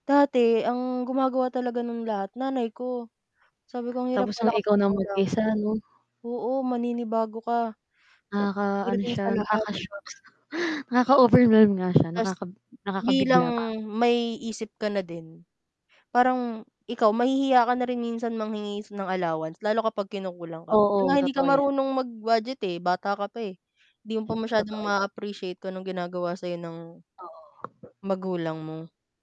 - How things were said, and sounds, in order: distorted speech; static; mechanical hum; chuckle; "manghingi" said as "manghingis"; tapping
- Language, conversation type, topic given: Filipino, unstructured, Ano ang natutuhan mo sa unang pagkakataon mong mag-aral sa ibang lugar?